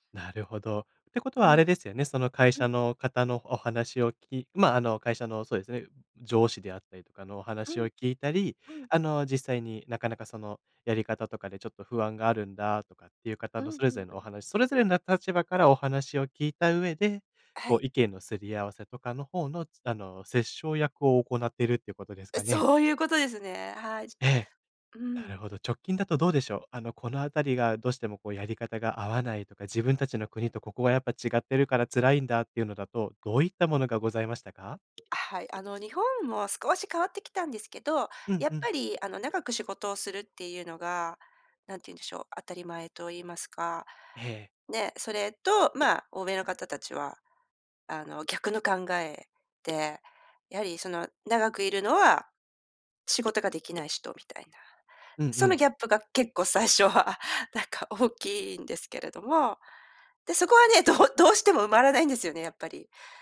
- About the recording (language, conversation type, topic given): Japanese, podcast, 仕事でやりがいをどう見つけましたか？
- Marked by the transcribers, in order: tapping